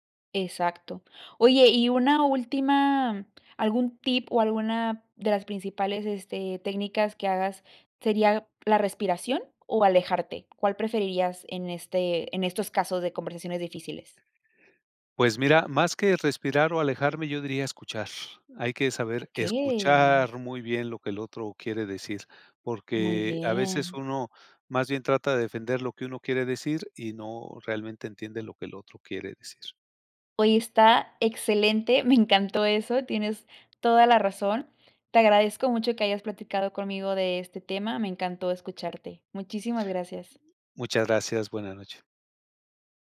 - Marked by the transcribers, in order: other background noise
- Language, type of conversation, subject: Spanish, podcast, ¿Cómo manejas conversaciones difíciles?